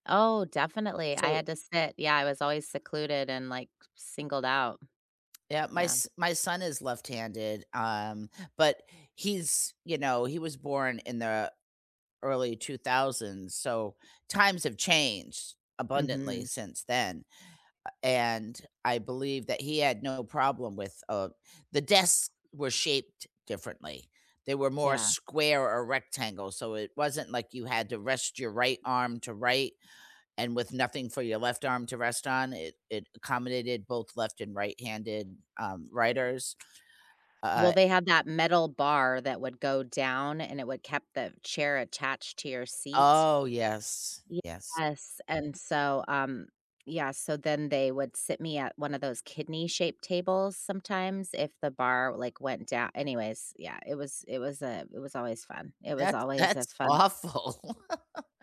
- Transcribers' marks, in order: tapping; other background noise; laughing while speaking: "awful"; laugh
- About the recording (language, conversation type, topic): English, unstructured, What did homework look like at your house growing up, including where you did it, what the rules were, who helped, and what small wins you remember?
- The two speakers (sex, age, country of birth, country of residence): female, 45-49, United States, United States; female, 60-64, United States, United States